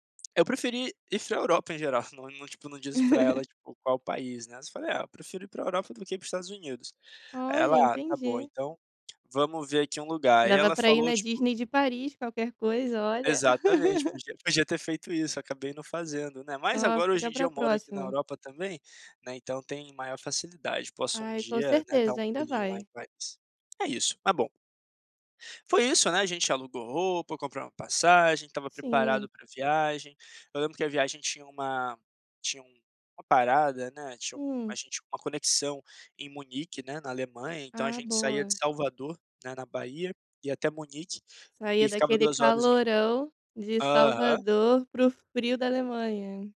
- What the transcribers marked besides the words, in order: tapping; giggle
- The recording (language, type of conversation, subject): Portuguese, podcast, Já perdeu a sua mala durante uma viagem?